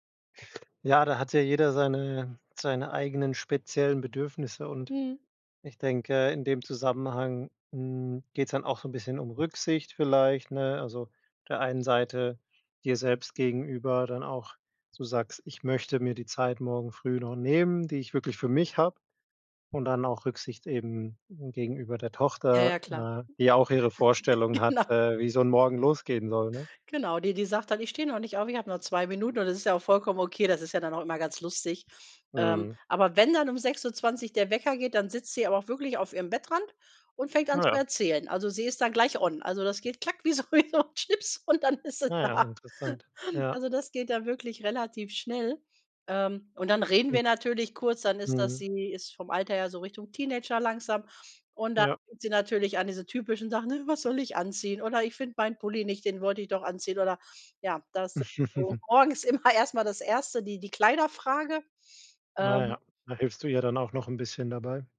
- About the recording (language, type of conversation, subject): German, podcast, Wie sieht dein typischer Morgen zu Hause aus?
- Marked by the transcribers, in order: laughing while speaking: "Genau"; in English: "on"; laughing while speaking: "wie so wie so 'n Schnips und dann ist sie da"; put-on voice: "Äh"; chuckle; laughing while speaking: "immer"